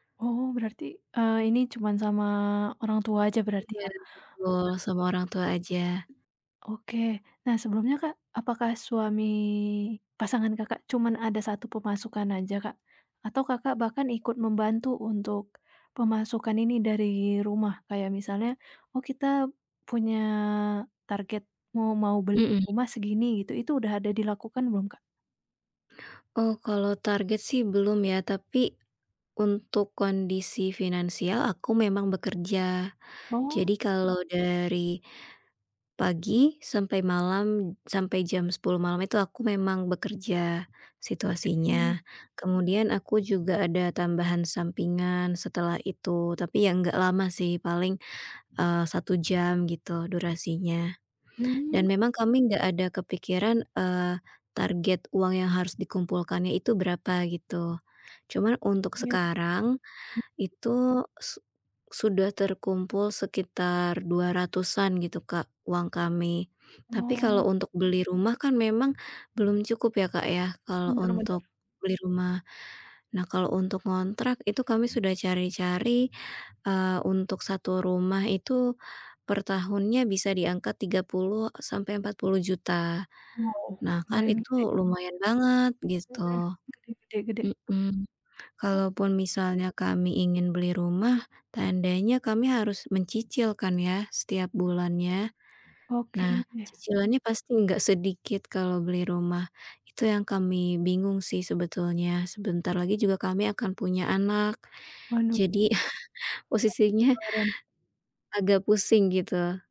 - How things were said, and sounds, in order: tapping; unintelligible speech; unintelligible speech; other background noise; unintelligible speech; unintelligible speech; chuckle
- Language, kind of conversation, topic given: Indonesian, advice, Haruskah saya membeli rumah pertama atau terus menyewa?